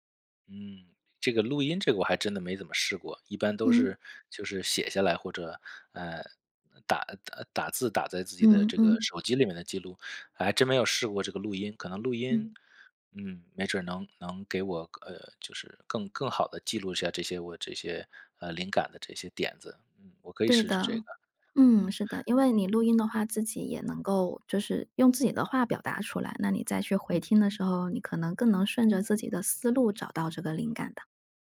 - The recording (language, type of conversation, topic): Chinese, advice, 为什么我的创作计划总是被拖延和打断？
- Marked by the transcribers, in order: none